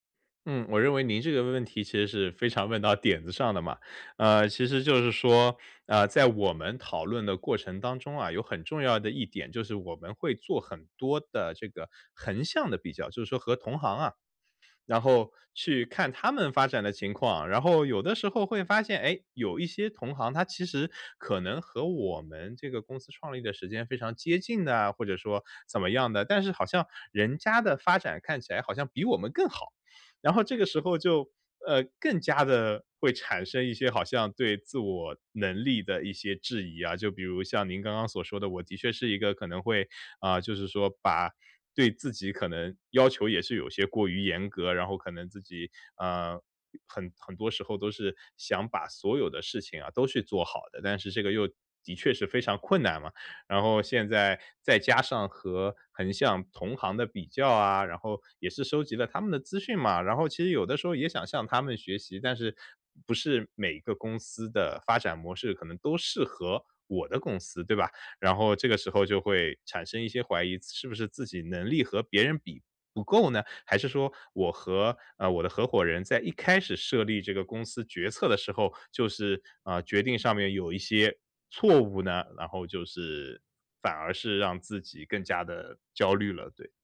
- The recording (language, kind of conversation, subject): Chinese, advice, 如何建立自我信任與韌性？
- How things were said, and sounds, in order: laughing while speaking: "问到"